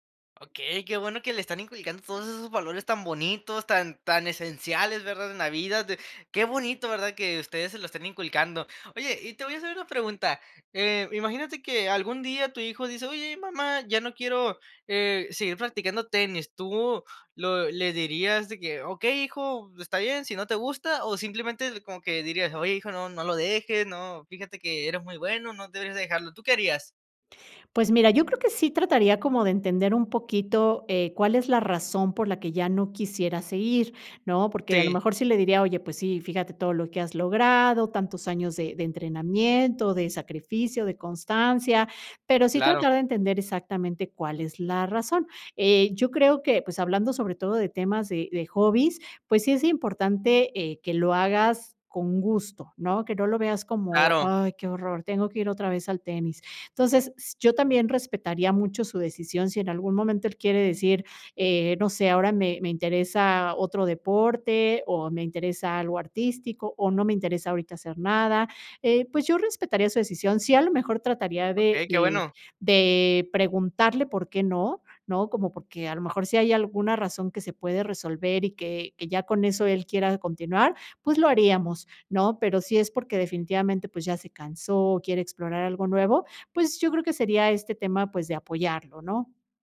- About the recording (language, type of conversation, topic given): Spanish, podcast, ¿Qué pasatiempo dejaste y te gustaría retomar?
- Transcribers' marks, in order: none